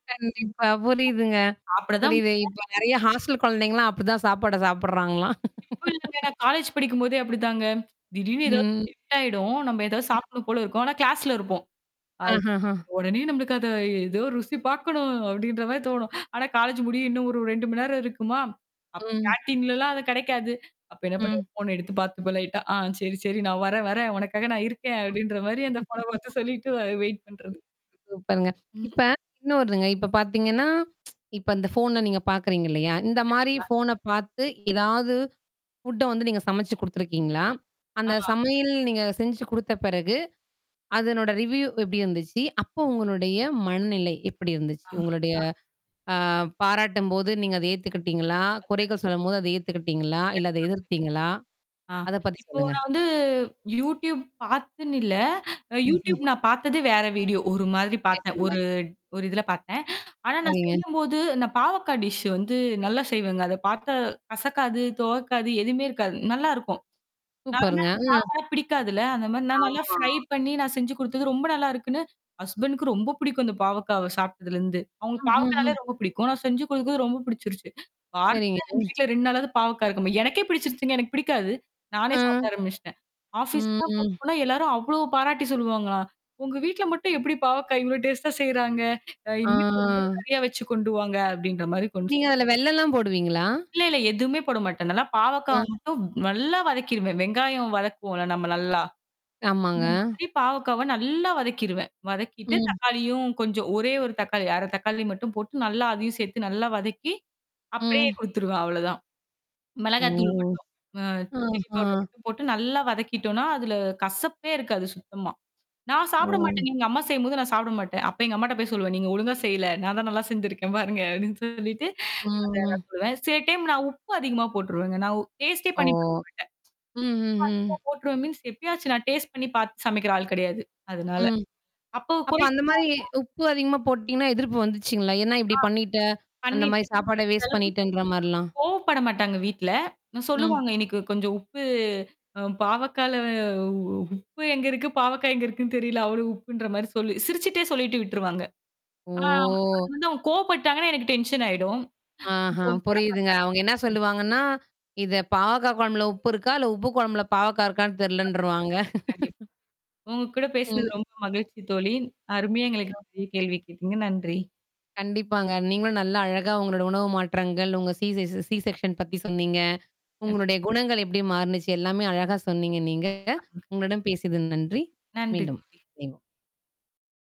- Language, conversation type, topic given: Tamil, podcast, உணவில் செய்த மாற்றங்கள் உங்கள் மனநிலையும் பழக்கவழக்கங்களையும் எப்படி மேம்படுத்தின?
- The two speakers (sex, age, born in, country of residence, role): female, 25-29, India, India, guest; female, 35-39, India, India, host
- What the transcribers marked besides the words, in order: distorted speech; static; other background noise; unintelligible speech; in English: "ஹாஸ்டல்"; other noise; laughing while speaking: "சாப்படுறாங்களாம்"; in English: "காலேஜ்"; unintelligible speech; in English: "கிளாஸ்ல"; laughing while speaking: "அத ஏதோ ருசி பாக்கணும் அப்டின்ற மாரி தோணும்"; in English: "காலேஜ்ஜு"; in English: "கேன்டீன்ல்லாம்"; in English: "ஃபோன"; laughing while speaking: "ஆ சரி சரி நான் வரேன் … அ வெயிட் பண்றது"; in English: "ஃபோன"; unintelligible speech; laugh; in English: "வெயிட்"; tsk; in English: "ஃபுட்ட"; in English: "ரிவ்யூ"; unintelligible speech; tapping; in English: "வீடியோ"; in English: "டிஷ்ஷு"; unintelligible speech; in English: "ஃப்ரை"; in English: "ஹஸ்பண்ட்க்"; in English: "ஆஃபீஸ்க்குலாம்"; in English: "டேஸ்டா"; unintelligible speech; drawn out: "ஆ"; in English: "சில்லி பவுடர்"; laughing while speaking: "நான் தான் நல்லா செஞ்சுருக்கேன் பாருங்க"; unintelligible speech; in English: "டைம்"; in English: "டேஸ்ட்டே"; in English: "மீன்ஸ்"; in English: "டேஸ்ட்"; in English: "வேஸ்ட்"; unintelligible speech; laughing while speaking: "உப்பு அ பாவக்கல உப்பு எங்க இருக்கு? பாவக்கா எங்க இருக்குன்னு? தெரியல!"; drawn out: "பாவக்கல"; drawn out: "ஓ!"; in English: "டென்ஷன்"; unintelligible speech; laugh; unintelligible speech; in English: "சி செக்ஷன்"